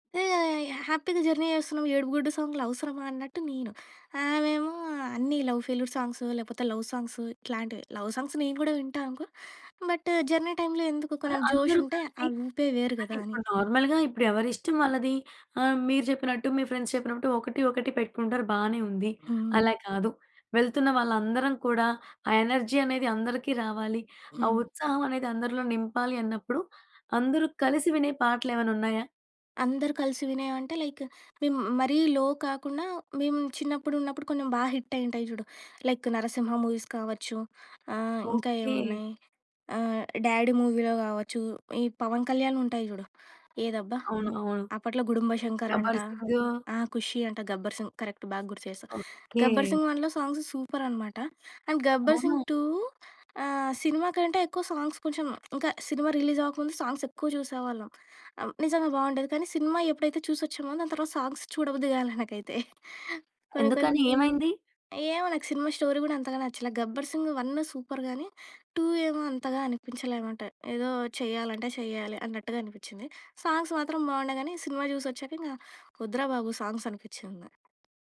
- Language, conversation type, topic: Telugu, podcast, మీరు కలిసి పంచుకునే పాటల జాబితాను ఎలా తయారుచేస్తారు?
- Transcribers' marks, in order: in English: "హ్యాపీ‌గా జర్నీ"; in English: "లవ్ ఫెయిల్యూర్"; in English: "లవ్"; in English: "లవ్ సాంగ్స్"; in English: "జర్నీ టైమ్‌లో"; in English: "నార్మల్‍గా"; in English: "ఫ్రెండ్స్"; in English: "లో"; in English: "హిట్"; in English: "లైక్"; in English: "మూవీస్"; in English: "మూవీలో"; in English: "కరెక్ట్"; in English: "సూపర్"; in English: "అండ్"; in English: "సాంగ్స్"; other background noise; in English: "రిలీజ్"; in English: "సాంగ్స్"; in English: "సాంగ్స్"; laughing while speaking: "కాలే నాకైతే"; in English: "స్టోరీ"; in English: "సూపర్"; in English: "టూ"; in English: "సాంగ్స్"; in English: "సాంగ్స్"